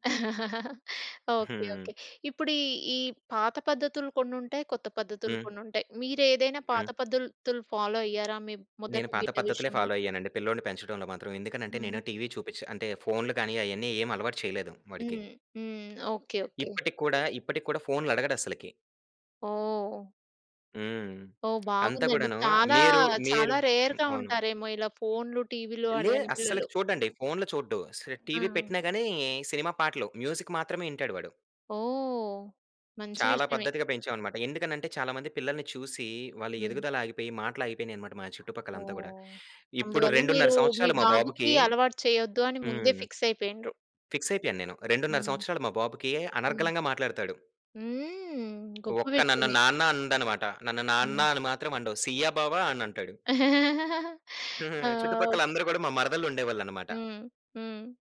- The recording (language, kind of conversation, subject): Telugu, podcast, మొదటి బిడ్డ పుట్టే సమయంలో మీ అనుభవం ఎలా ఉండేది?
- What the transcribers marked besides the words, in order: chuckle; giggle; "పద్దతులు" said as "పద్ధల్‌తుల్"; in English: "ఫాలో"; in English: "ఫాలో"; in English: "రేర్‌గా"; in English: "మ్యూజిక్"; in English: "ఫిక్స్"; in English: "ఫిక్స్"; tapping; chuckle